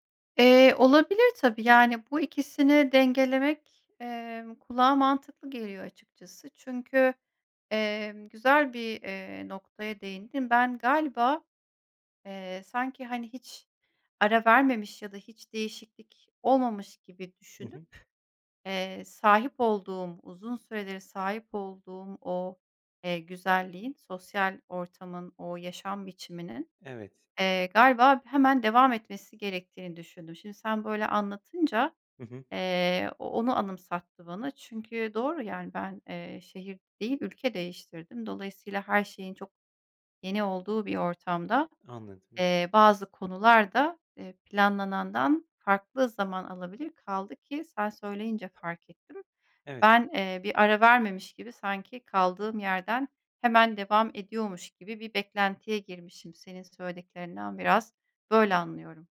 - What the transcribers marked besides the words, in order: other background noise; tapping
- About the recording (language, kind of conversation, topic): Turkish, advice, Yeni bir şehre taşındığımda yalnızlıkla nasıl başa çıkıp sosyal çevre edinebilirim?